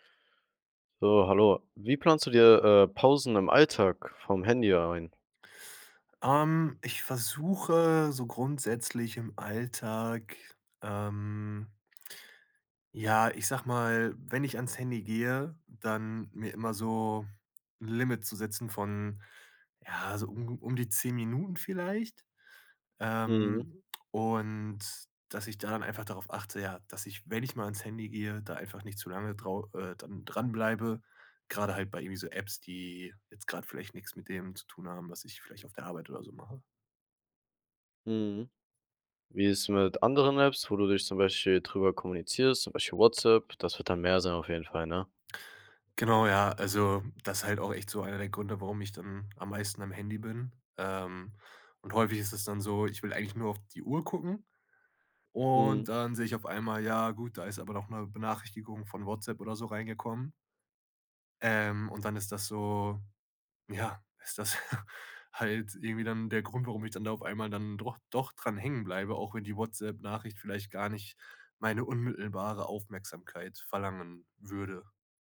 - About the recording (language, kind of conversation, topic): German, podcast, Wie planst du Pausen vom Smartphone im Alltag?
- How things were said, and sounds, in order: laughing while speaking: "das"